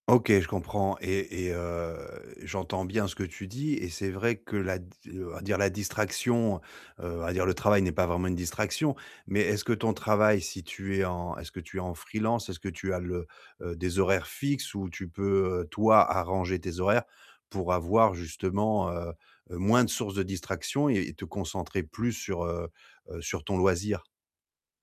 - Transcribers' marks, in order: tapping
- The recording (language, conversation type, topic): French, advice, Quelles distractions m’empêchent de profiter pleinement de mes loisirs ?